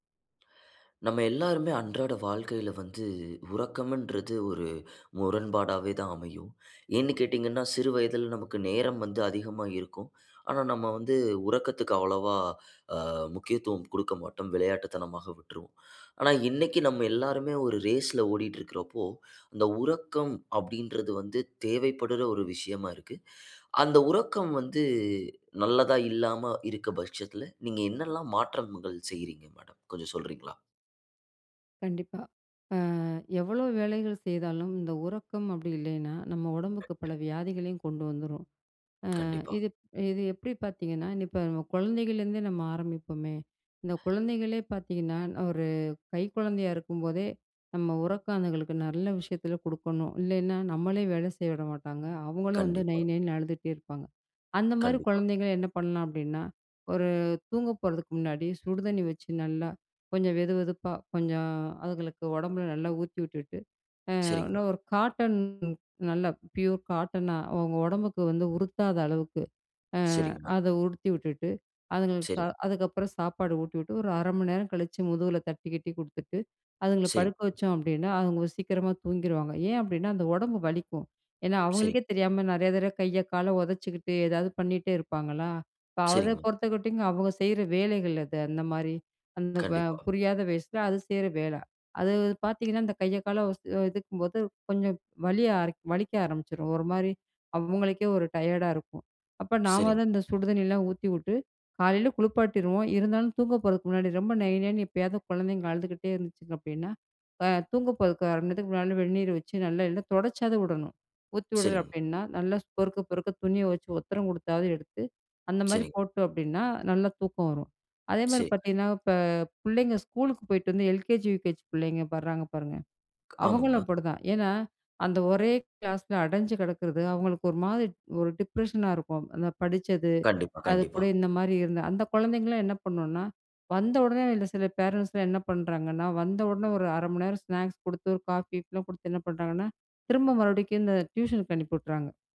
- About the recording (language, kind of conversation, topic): Tamil, podcast, உறக்கம் நல்லதாக இல்லையெனில் நீங்கள் என்ன மாற்றங்கள் செய்தீர்கள்?
- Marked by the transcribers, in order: other background noise; other noise; "தடவ" said as "தர"